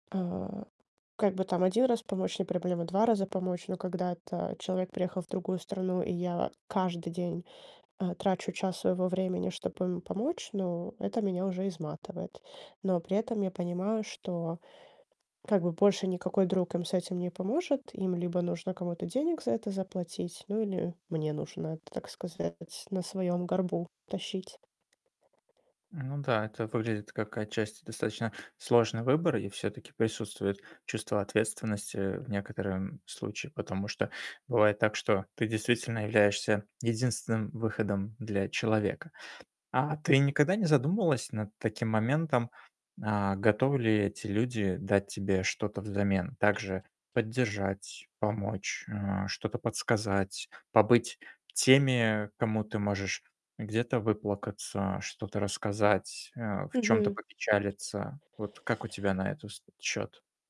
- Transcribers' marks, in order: distorted speech; tapping; other background noise
- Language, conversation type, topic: Russian, advice, Как научиться отказывать друзьям, если я постоянно соглашаюсь на их просьбы?